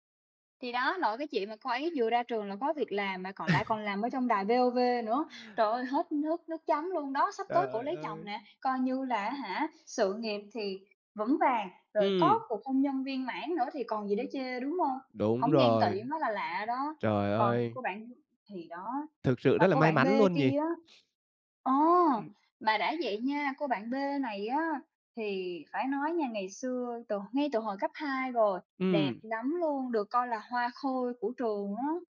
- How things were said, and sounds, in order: laugh; sniff
- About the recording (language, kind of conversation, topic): Vietnamese, advice, Làm sao để bớt ghen tỵ với thành công của bạn bè và không còn cảm thấy mình đang tụt hậu?